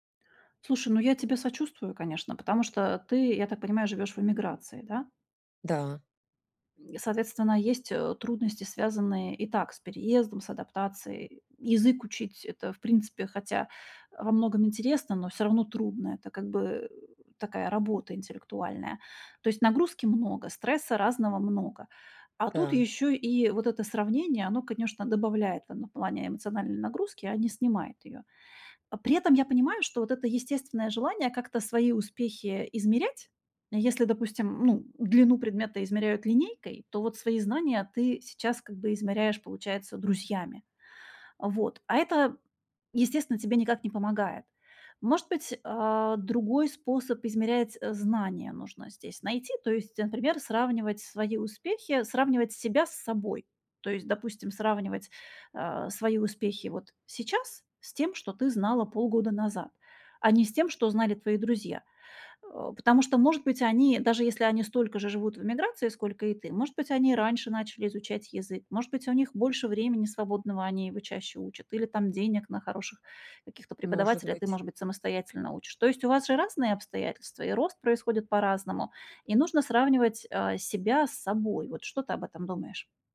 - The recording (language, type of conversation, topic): Russian, advice, Почему я постоянно сравниваю свои достижения с достижениями друзей и из-за этого чувствую себя хуже?
- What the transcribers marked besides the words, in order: none